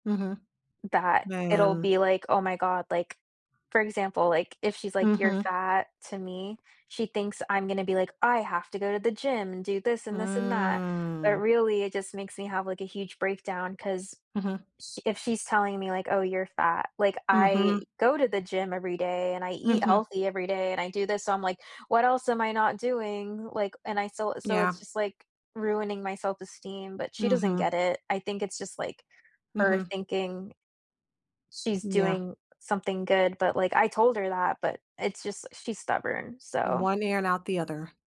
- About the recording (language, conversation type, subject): English, advice, How can I improve communication at home?
- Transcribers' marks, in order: other background noise; drawn out: "Mm"; tapping